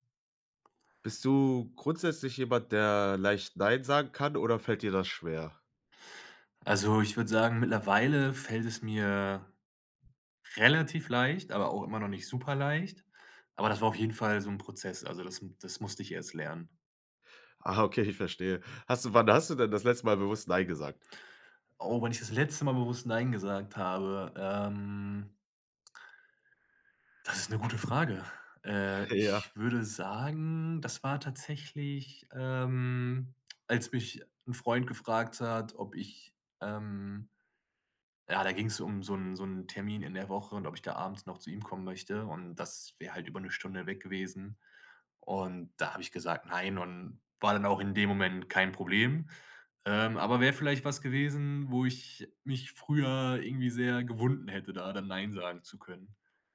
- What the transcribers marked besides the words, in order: laughing while speaking: "okay, ich"; laughing while speaking: "Ja"
- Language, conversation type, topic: German, podcast, Wann sagst du bewusst nein, und warum?